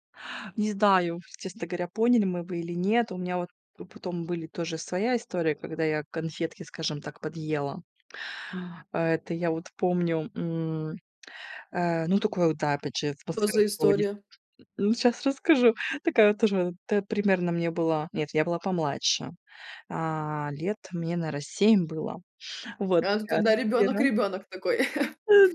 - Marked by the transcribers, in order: unintelligible speech; tapping; chuckle; other background noise
- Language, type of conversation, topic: Russian, podcast, Какие приключения из детства вам запомнились больше всего?